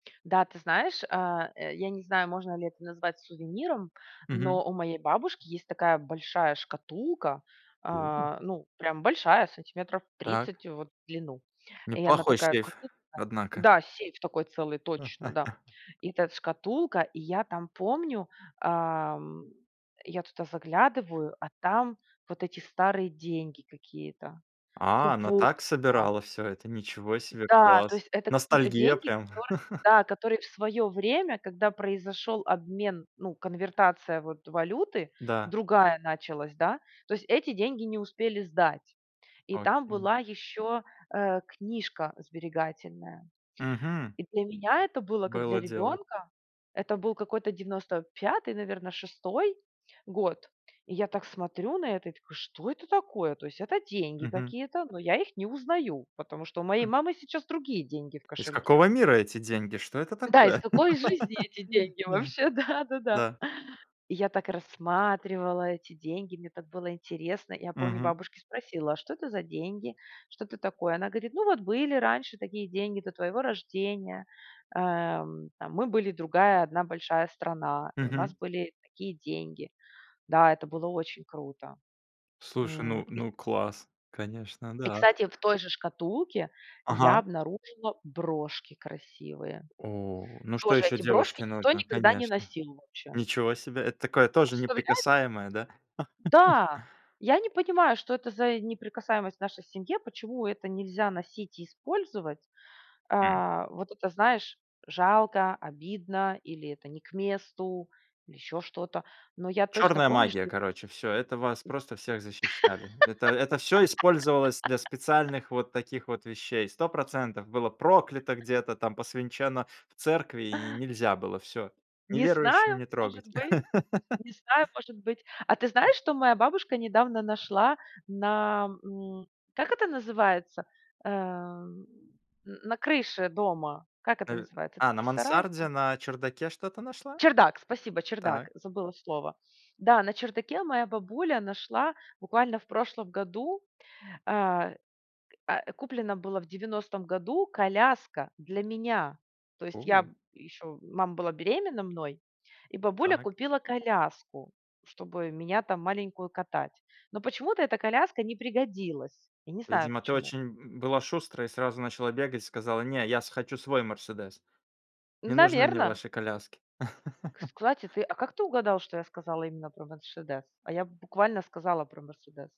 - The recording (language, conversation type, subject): Russian, podcast, Какие предметы в доме хранят воспоминания?
- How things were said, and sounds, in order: laugh; tapping; other background noise; laugh; laugh; laughing while speaking: "да-да-да"; laugh; laugh; other noise; laugh; "Кстати" said as "ксклати"; laugh; "Мерседес" said as "меншедес"